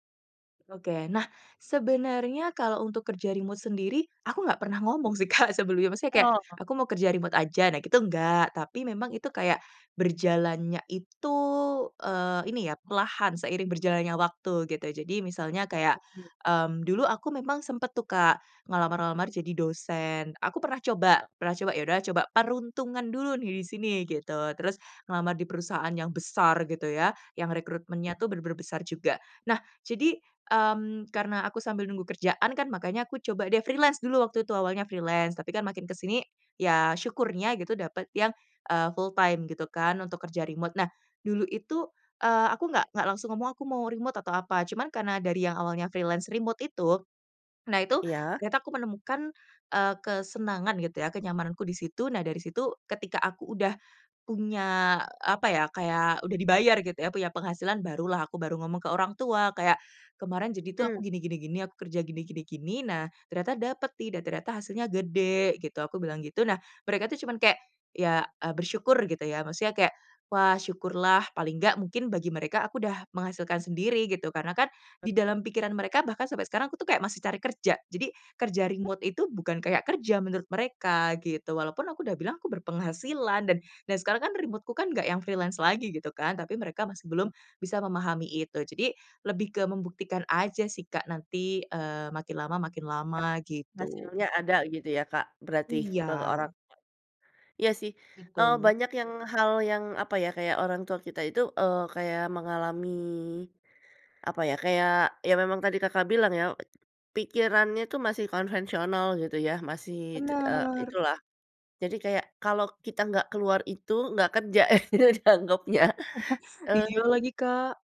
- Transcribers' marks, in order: other background noise; laughing while speaking: "Kak"; unintelligible speech; tapping; in English: "freelance"; in English: "freelance"; in English: "full time"; in English: "freelance remote"; in English: "freelance"; chuckle; laughing while speaking: "dianggapnya"
- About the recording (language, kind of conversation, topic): Indonesian, podcast, Bagaimana cara menyeimbangkan ekspektasi sosial dengan tujuan pribadi?